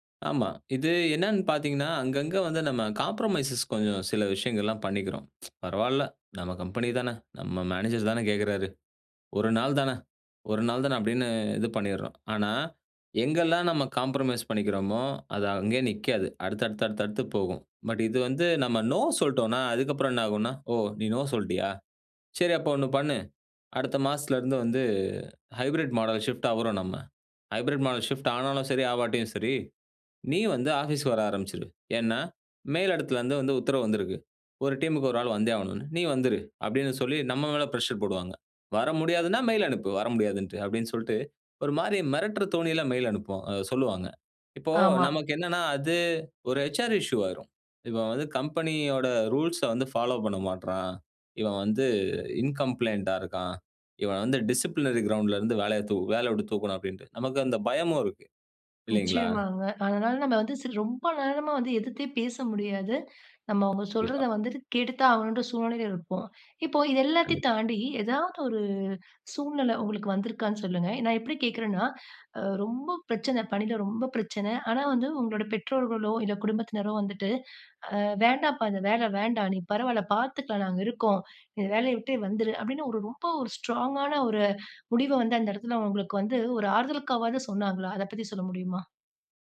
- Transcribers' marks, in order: in English: "காம்ப்ரமைசஸ்"; tsk; in English: "காம்ப்ரமைஸ்"; in English: "பட்"; in English: "நோ"; in English: "நோ"; in English: "ஹைப்ரிட் மாடல் ஷிஃப்ட்"; in English: "ஹைப்ரிட் மாடல் ஷிஃப்ட்"; in English: "டீம்"; in English: "பிரஷர்"; in English: "மெயில்"; in English: "மெயில்"; in English: "ஹச்.ஆர் இஷ்யூ"; in English: "ரூல்ஸ்ச"; in English: "ஃபாலோ"; in English: "இன்கம்ப்ளையிண்ட்டா"; in English: "டிசிப்ளினரி கிரவுண்டுலருந்து"; other noise; in English: "ஸ்ட்ராங்கான"
- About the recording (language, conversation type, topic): Tamil, podcast, முன்னோர்கள் அல்லது குடும்ப ஆலோசனை உங்கள் தொழில் பாதைத் தேர்வில் எவ்வளவு தாக்கத்தைச் செலுத்தியது?